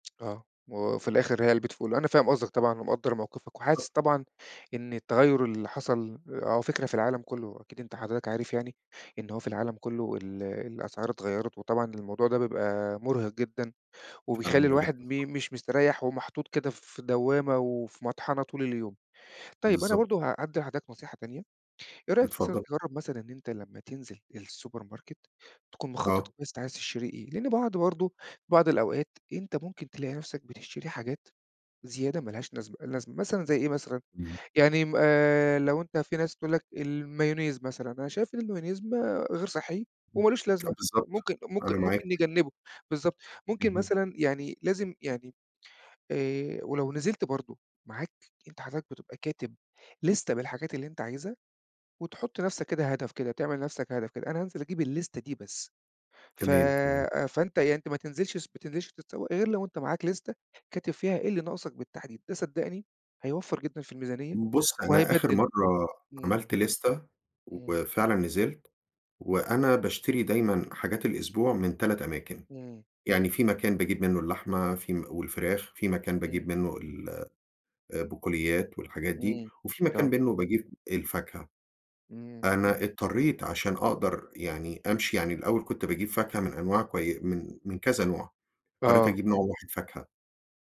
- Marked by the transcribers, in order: tapping; in English: "الSupermarket"; unintelligible speech; tsk; in English: "لِستة"; in English: "اللِستة"; in English: "لِستة"; in English: "لِستة"
- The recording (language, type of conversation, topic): Arabic, advice, إزاي أقدر أشتري أكل صحي ومتوازن بميزانية محدودة؟